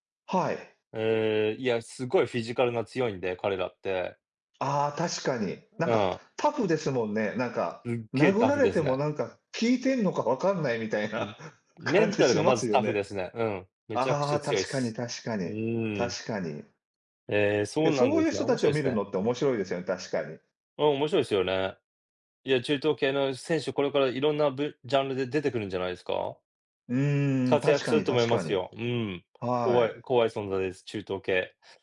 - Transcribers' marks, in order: chuckle
- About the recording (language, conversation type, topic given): Japanese, unstructured, 好きなスポーツは何ですか？その理由は何ですか？